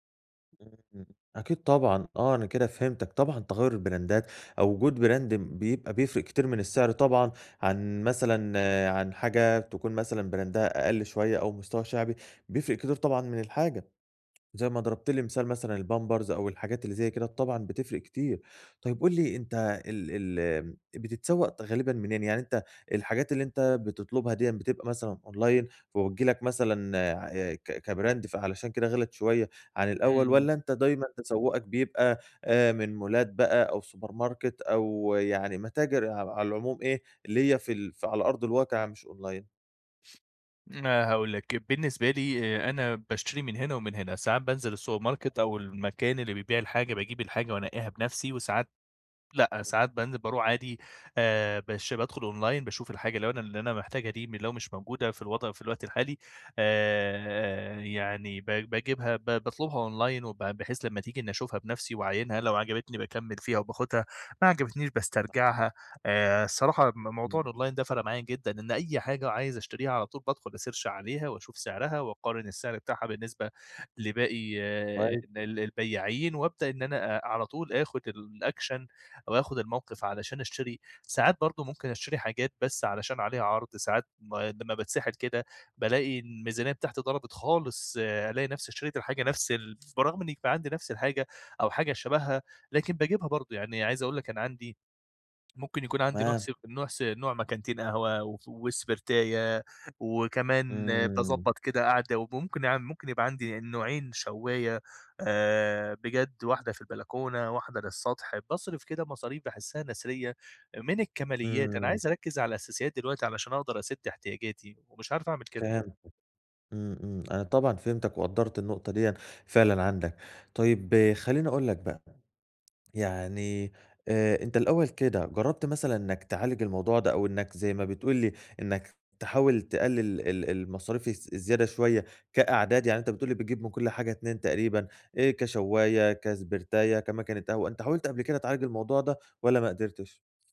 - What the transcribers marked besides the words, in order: in English: "البراندات"; in English: "براند"; in English: "براندها"; in English: "أونلاين"; in English: "كبراند"; in English: "مولات"; in English: "سوبر ماركت"; in English: "أونلاين؟"; in English: "أونلاين"; in English: "أونلاين"; unintelligible speech; tapping; in English: "الأونلاين"; in English: "أسيرش"; unintelligible speech; in English: "الأكشن"; other background noise
- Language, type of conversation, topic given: Arabic, advice, إزاي أتبضع بميزانية قليلة من غير ما أضحي بالستايل؟